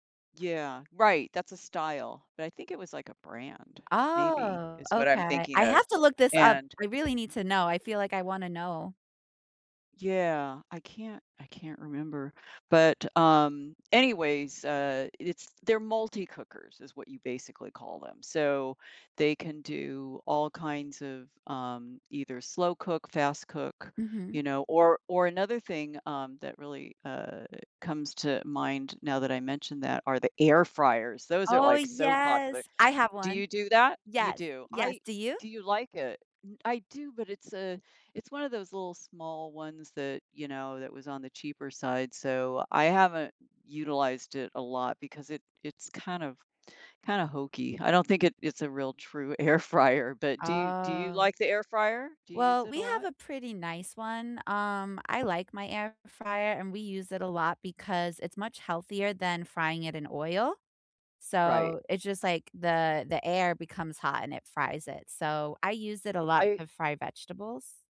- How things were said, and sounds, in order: stressed: "air"; laughing while speaking: "air"; drawn out: "Oh"; other background noise
- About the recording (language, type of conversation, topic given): English, unstructured, What is something surprising about the way we cook today?
- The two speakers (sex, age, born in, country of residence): female, 30-34, United States, United States; female, 65-69, United States, United States